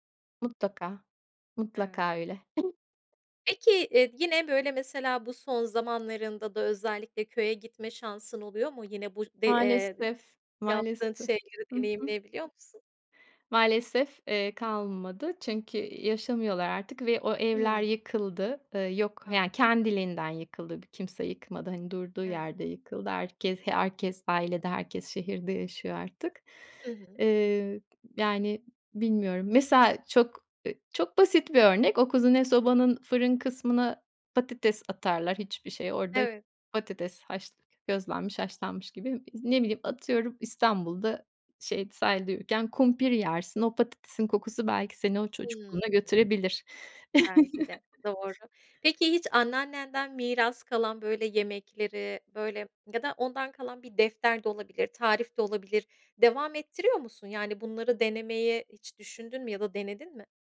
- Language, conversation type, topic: Turkish, podcast, Sence yemekle anılar arasında nasıl bir bağ var?
- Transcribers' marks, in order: tapping; chuckle; other background noise